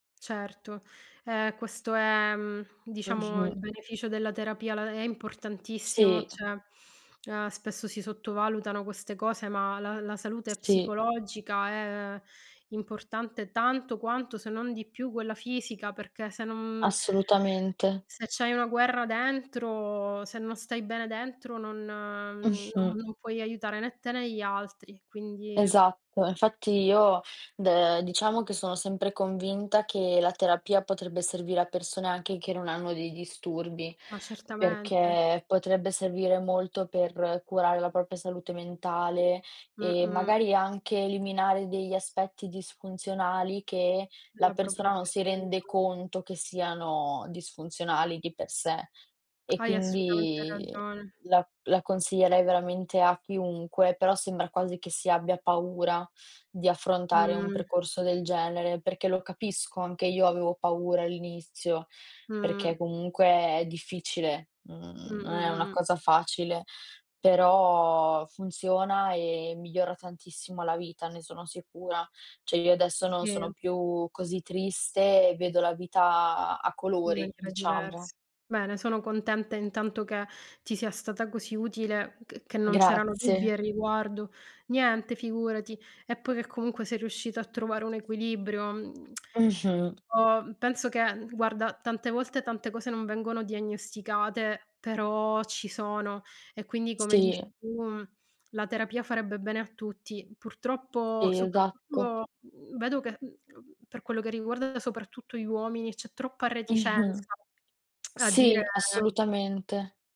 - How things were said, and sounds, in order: "cioè" said as "ceh"; "propria" said as "propia"; "Cioè" said as "ceh"; tongue click; tapping; tongue click
- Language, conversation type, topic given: Italian, unstructured, Secondo te, perché molte persone nascondono la propria tristezza?